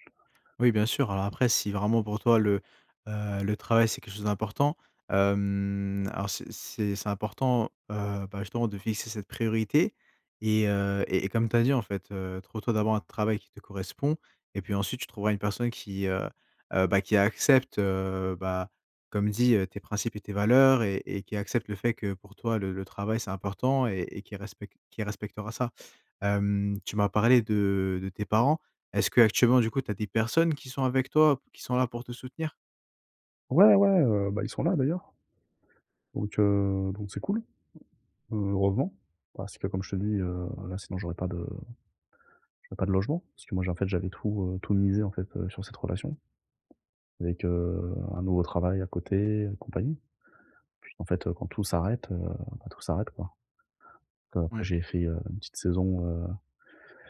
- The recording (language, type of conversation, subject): French, advice, Comment décrirais-tu ta rupture récente et pourquoi as-tu du mal à aller de l’avant ?
- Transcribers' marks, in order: tapping; other background noise